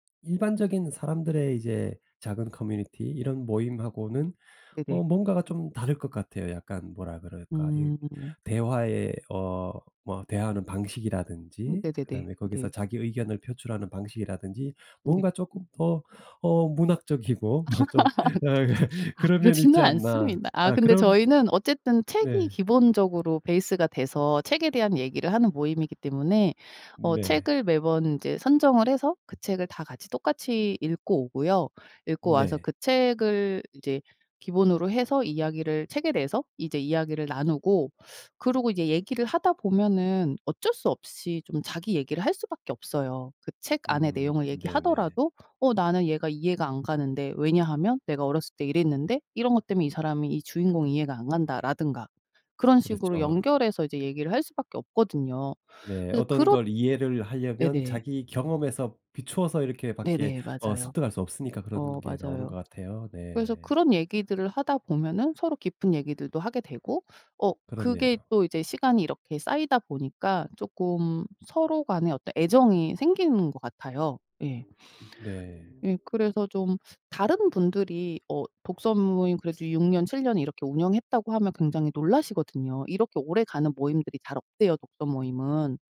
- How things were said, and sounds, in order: other background noise; laughing while speaking: "문학적이고 좀"; laugh; other street noise
- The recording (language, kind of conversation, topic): Korean, podcast, 취미 모임이나 커뮤니티에 참여해 본 경험은 어땠나요?